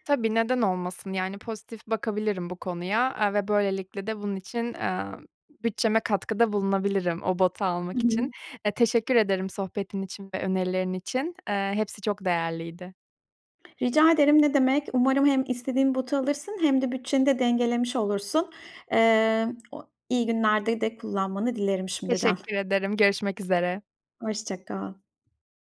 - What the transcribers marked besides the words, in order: tapping; other background noise
- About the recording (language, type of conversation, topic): Turkish, advice, Aylık harcamalarımı kontrol edemiyor ve bütçe yapamıyorum; bunu nasıl düzeltebilirim?
- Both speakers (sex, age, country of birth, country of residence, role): female, 30-34, Turkey, Germany, user; female, 40-44, Turkey, Malta, advisor